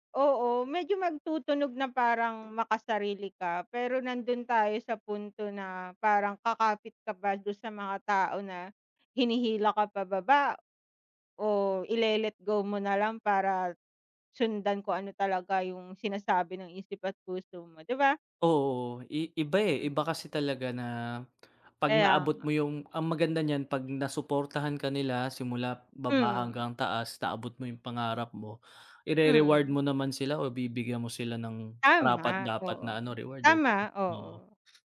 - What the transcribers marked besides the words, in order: other background noise
- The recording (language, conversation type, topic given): Filipino, unstructured, May pangarap ka bang iniwan dahil sa takot o pagdududa?